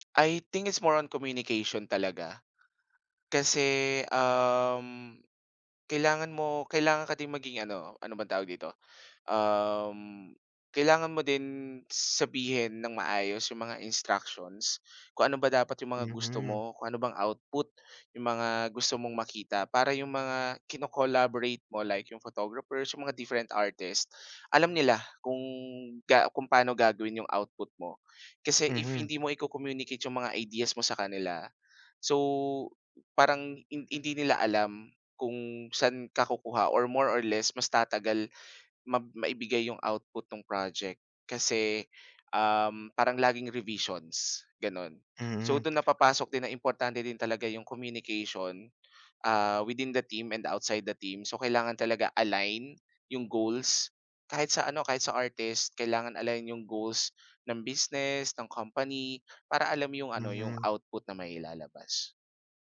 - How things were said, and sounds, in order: other background noise; in English: "communication, ah, within the team and outside the team"
- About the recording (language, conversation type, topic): Filipino, podcast, Paano ka nakikipagtulungan sa ibang alagad ng sining para mas mapaganda ang proyekto?